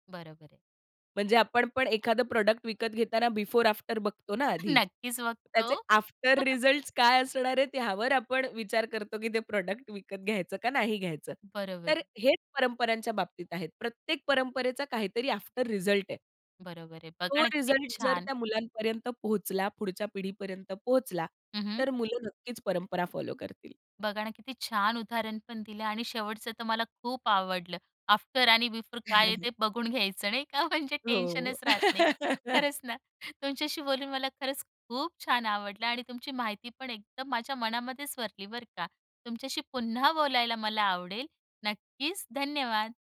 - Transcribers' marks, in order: other background noise; in English: "प्रॉडक्ट"; in English: "बिफोर, आफ्टर"; laughing while speaking: "नक्कीच बघतो"; in English: "आफ्टर"; chuckle; in English: "प्रॉडक्ट"; in English: "आफ्टर"; in English: "फॉलो"; in English: "आफ्टर"; in English: "बिफोर"; chuckle; laughing while speaking: "नाही का म्हणजे टेन्शनच राहत नाही. खरंच ना"; laugh; tapping
- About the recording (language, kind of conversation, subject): Marathi, podcast, परंपरा जतन करण्यासाठी पुढच्या पिढीला तुम्ही काय सांगाल?